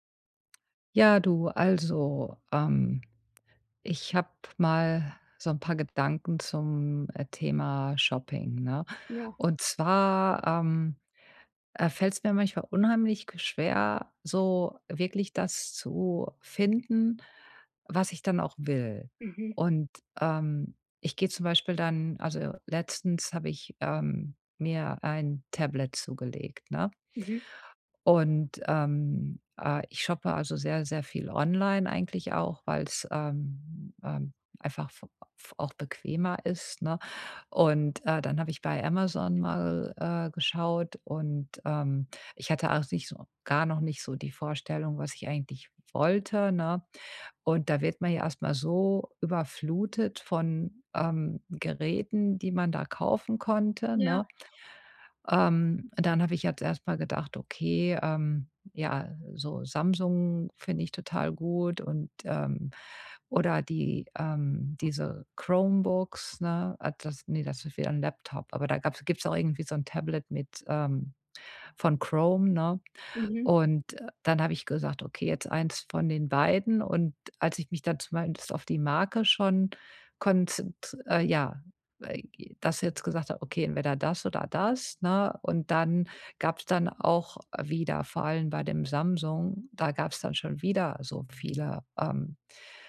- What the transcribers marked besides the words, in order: other background noise
- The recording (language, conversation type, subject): German, advice, Wie kann ich Fehlkäufe beim Online- und Ladenkauf vermeiden und besser einkaufen?